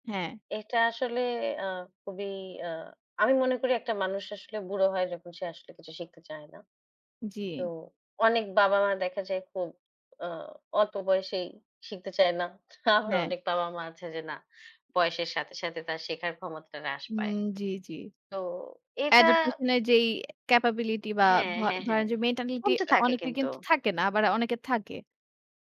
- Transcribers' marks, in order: other background noise; tapping; laughing while speaking: "আবার"; in English: "Adaptation"; in English: "capability"
- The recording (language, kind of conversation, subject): Bengali, unstructured, মানসিক সমস্যায় ভোগা মানুষদের কেন সমাজ থেকে বিচ্ছিন্ন করা হয়?